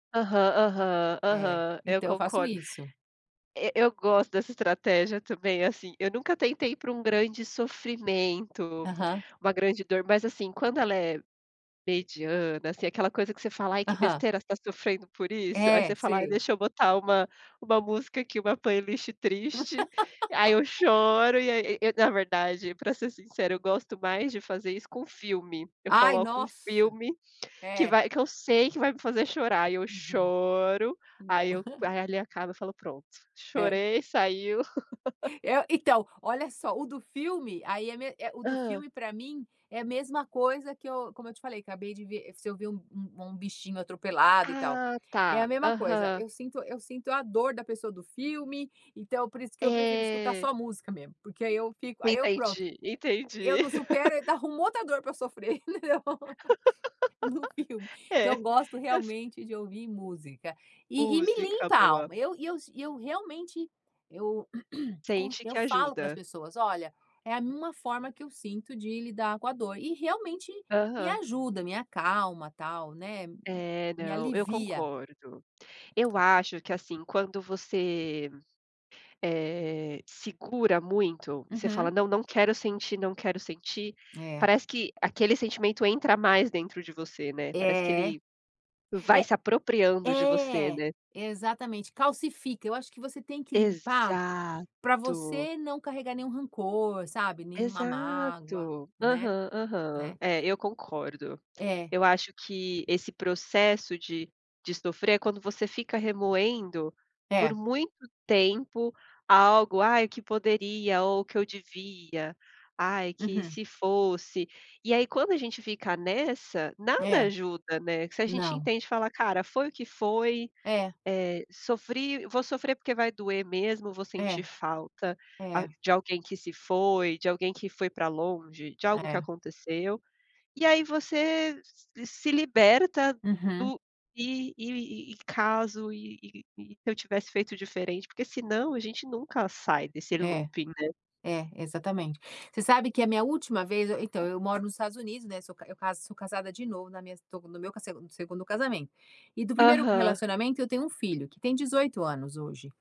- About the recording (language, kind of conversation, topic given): Portuguese, unstructured, É justo cobrar alguém para “parar de sofrer” logo?
- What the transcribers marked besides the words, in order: laugh; laughing while speaking: "Não"; drawn out: "choro"; chuckle; laugh; laugh; laughing while speaking: "entendeu? No filme"; laugh; throat clearing; drawn out: "Exato"; drawn out: "Exato"; in English: "looping"